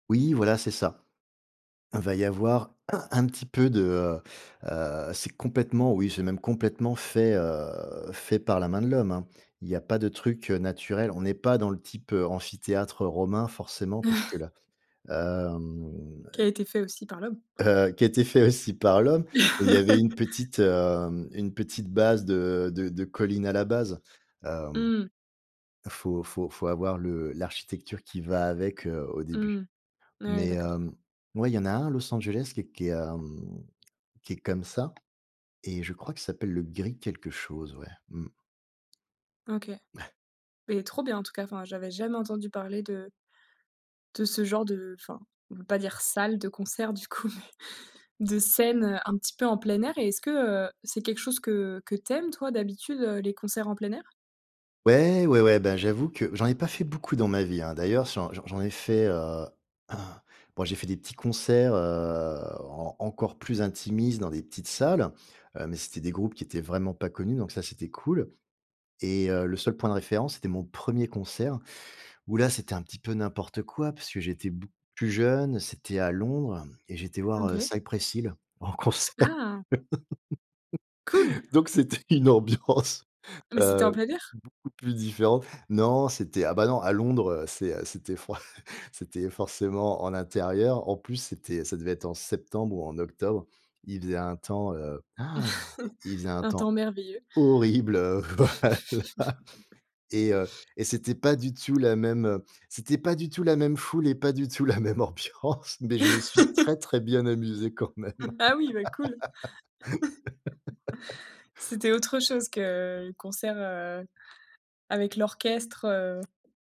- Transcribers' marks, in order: throat clearing; other background noise; chuckle; drawn out: "hem"; laughing while speaking: "heu, qui a été fait aussi par l'Homme"; chuckle; laugh; tapping; in English: "Greek"; chuckle; stressed: "jamais"; stressed: "salle"; laughing while speaking: "du coup, mais"; stressed: "Ouais"; throat clearing; drawn out: "heu"; joyful: "Cool !"; put-on voice: "Cypress Hill"; in English: "Cypress Hill"; surprised: "Ah, mais, c'était en plein air ?"; joyful: "en concert. Donc, c'était une … amusé quand même !"; laughing while speaking: "en concert. Donc, c'était une ambiance, heu, beaucoup plus différente"; chuckle; laughing while speaking: "fran"; chuckle; chuckle; laughing while speaking: "horrible, voilà"; stressed: "horrible"; stressed: "pas du tout"; laugh; laughing while speaking: "la même ambiance ! Mais, je … amusé quand même !"; chuckle; joyful: "Ah oui ! Bah cool ! C'était … avec l'orchestre, heu"; chuckle
- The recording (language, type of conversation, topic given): French, podcast, Quelle expérience de concert inoubliable as-tu vécue ?